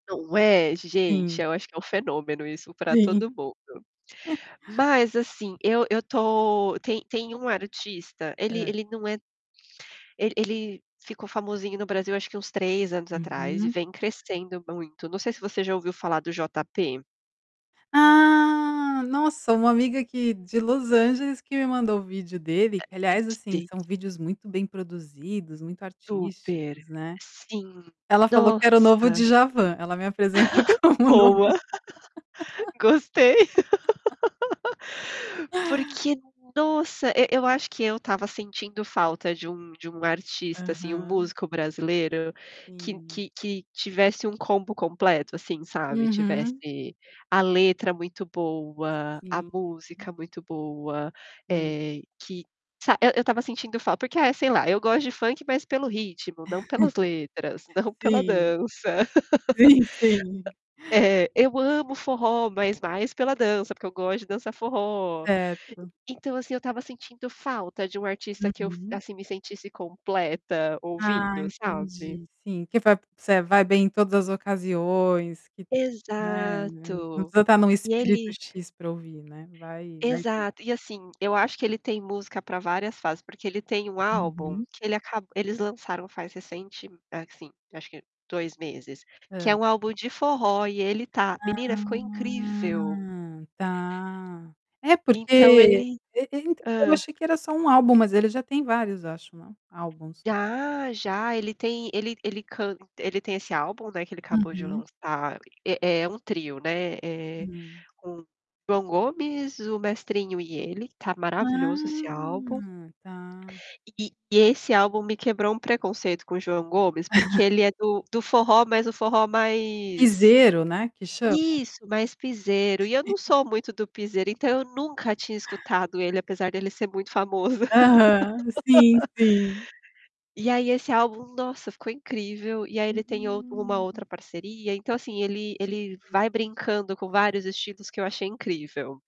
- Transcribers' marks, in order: chuckle; drawn out: "Ah"; distorted speech; laugh; laughing while speaking: "como o novo Dja"; laugh; unintelligible speech; chuckle; laughing while speaking: "Sim, sim"; laugh; other background noise; drawn out: "Ah"; tapping; drawn out: "Ah"; mechanical hum; chuckle; chuckle; laugh; drawn out: "Hum"
- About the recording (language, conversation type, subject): Portuguese, unstructured, Qual artista brasileiro você acha que todo mundo deveria conhecer?